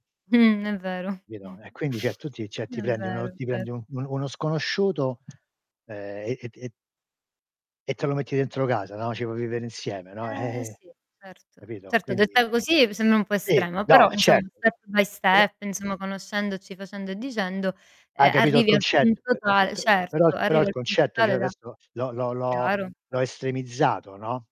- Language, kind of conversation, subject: Italian, unstructured, Cosa ti fa sentire amato in una relazione?
- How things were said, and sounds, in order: static; laughing while speaking: "Mh"; "Capito" said as "pito"; chuckle; other background noise; "cioè" said as "ceh"; "cioè" said as "ceh"; tapping; unintelligible speech; distorted speech; "certo" said as "cetto"; in English: "step by step"; "Però" said as "prò"; "cioè" said as "ceh"